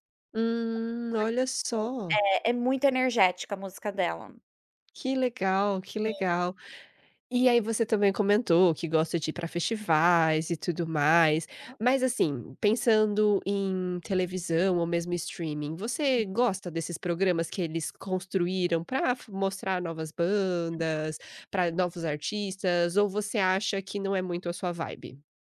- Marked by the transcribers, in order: unintelligible speech
- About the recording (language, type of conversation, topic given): Portuguese, podcast, Como você escolhe novas músicas para ouvir?